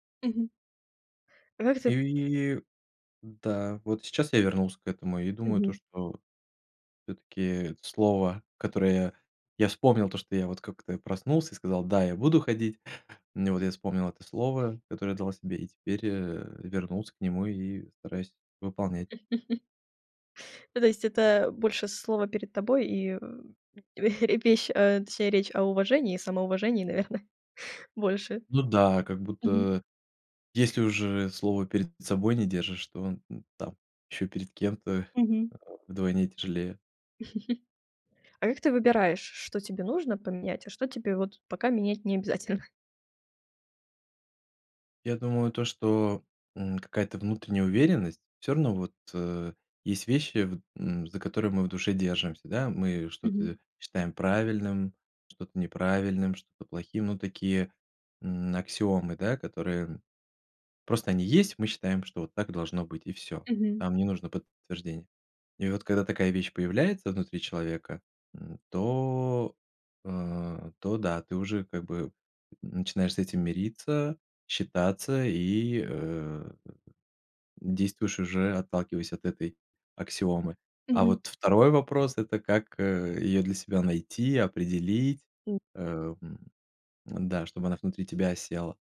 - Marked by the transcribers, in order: chuckle; laugh; other background noise; chuckle; laughing while speaking: "наверное"; swallow; laugh
- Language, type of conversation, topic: Russian, podcast, Как ты начинаешь менять свои привычки?